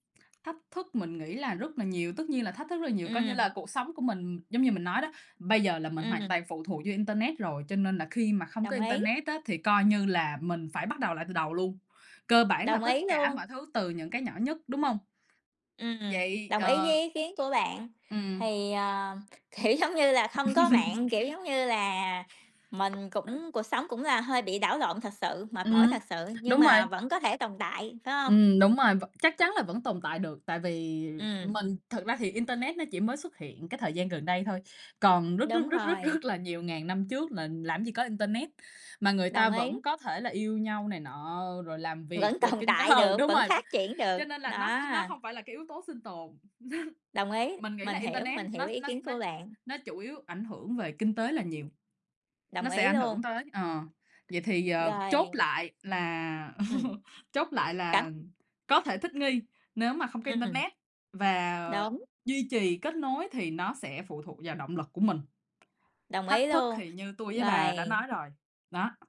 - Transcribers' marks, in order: tapping; bird; other background noise; laughing while speaking: "kiểu, giống như"; laugh; other noise; laughing while speaking: "rất"; laughing while speaking: "tồn"; laughing while speaking: "ừ"; chuckle; chuckle
- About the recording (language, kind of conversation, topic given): Vietnamese, unstructured, Bạn sẽ phản ứng thế nào nếu một ngày thức dậy và nhận ra mình đang sống trong một thế giới không có internet?